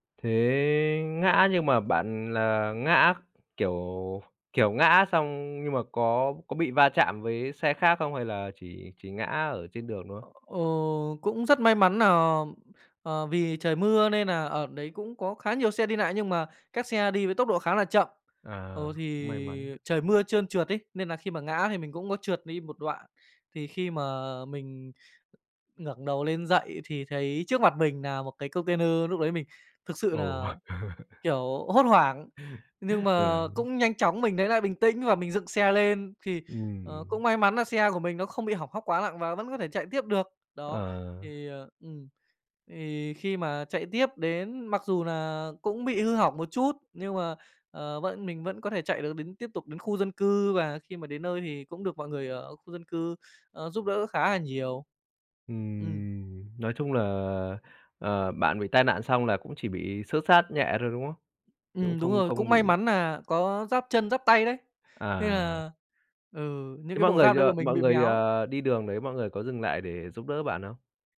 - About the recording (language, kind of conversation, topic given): Vietnamese, podcast, Bạn đã từng đi du lịch một mình chưa, và chuyến đi đó có gì đáng nhớ?
- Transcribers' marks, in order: other noise; in English: "container"; chuckle